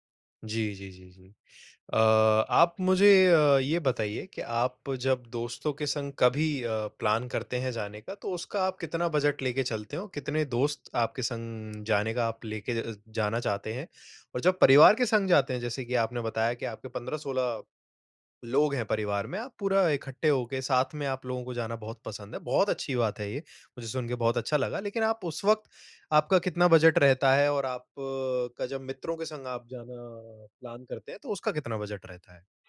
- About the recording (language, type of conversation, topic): Hindi, advice, यात्रा की योजना बनाना कहाँ से शुरू करूँ?
- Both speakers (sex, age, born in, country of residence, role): male, 25-29, India, India, advisor; male, 25-29, India, India, user
- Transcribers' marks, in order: in English: "प्लान"; in English: "प्लान"